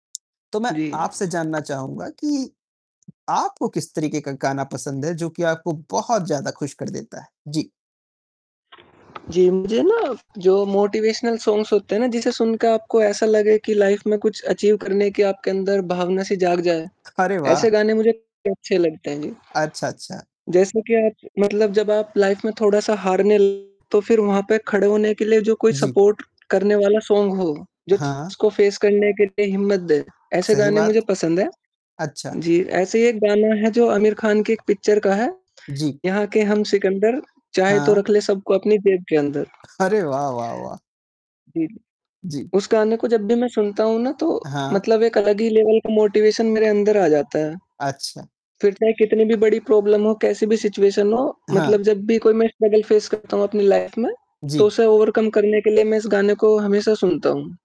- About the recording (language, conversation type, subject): Hindi, unstructured, आपको कौन सा गाना सबसे ज़्यादा खुश करता है?
- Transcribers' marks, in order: distorted speech; static; tapping; mechanical hum; in English: "मोटिवेशनल सॉन्ग्स"; in English: "लाइफ़"; in English: "अचीव"; laughing while speaking: "अरे"; in English: "लाइफ़"; in English: "सपोर्ट"; in English: "सॉन्ग"; in English: "फेस"; in English: "पिक्चर"; in English: "मोटिवेशन"; in English: "प्रॉब्लम"; in English: "सिचुएशन"; in English: "स्ट्रगल फेस"; in English: "लाइफ़"; in English: "ओवरकम"